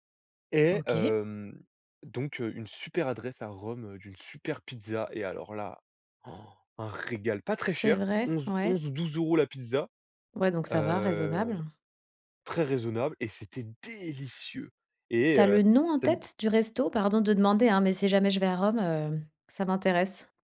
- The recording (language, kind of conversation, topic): French, podcast, As-tu déjà raté un train pour mieux tomber ailleurs ?
- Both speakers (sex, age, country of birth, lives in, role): female, 40-44, France, Spain, host; male, 20-24, France, France, guest
- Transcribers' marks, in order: inhale; drawn out: "Heu"; stressed: "délicieux"